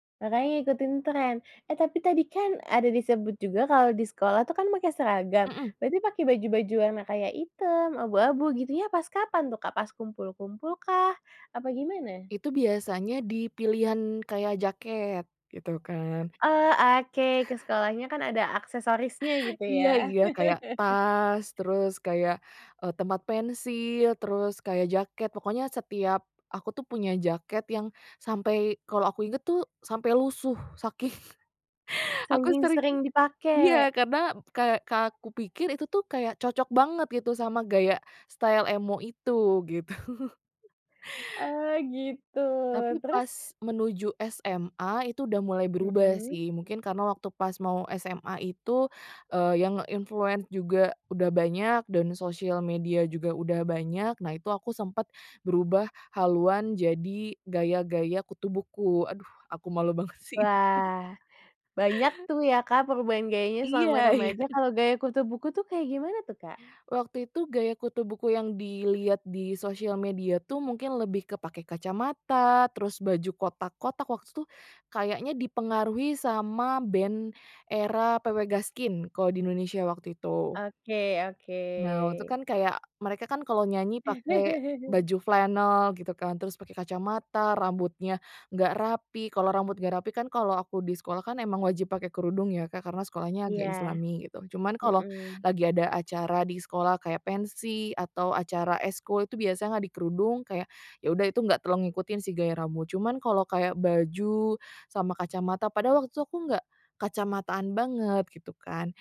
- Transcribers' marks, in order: chuckle; other background noise; laughing while speaking: "saking"; chuckle; tapping; in English: "style"; laughing while speaking: "gitu"; chuckle; in English: "nge-influence"; laughing while speaking: "banget sih itu"; laughing while speaking: "iya"; chuckle
- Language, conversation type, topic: Indonesian, podcast, Seberapa besar pengaruh media sosial terhadap gaya berpakaianmu?